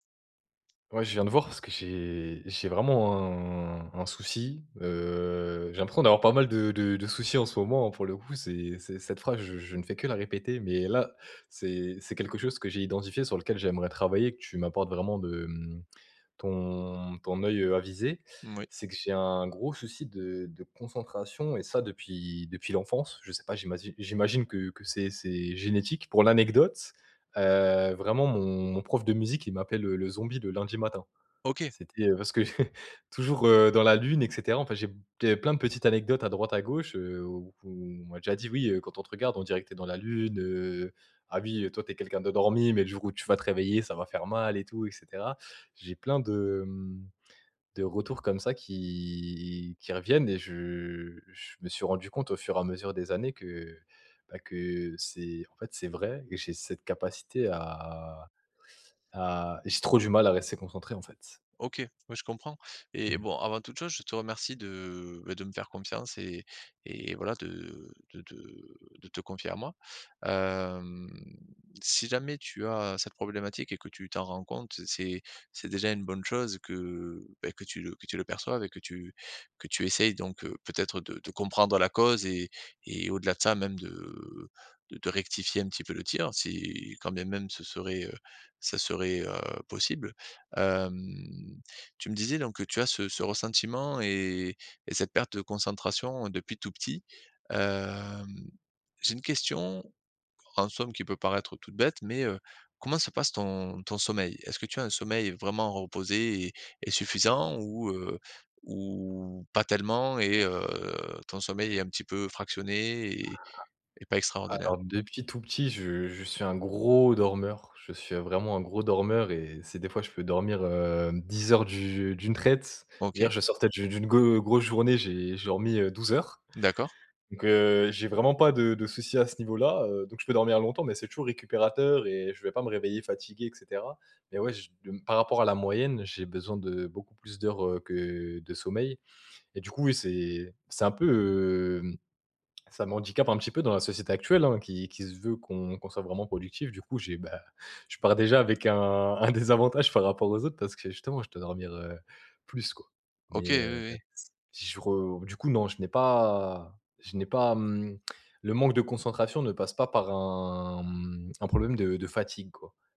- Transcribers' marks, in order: chuckle; other background noise; tapping
- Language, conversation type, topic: French, advice, Comment puis-je rester concentré longtemps sur une seule tâche ?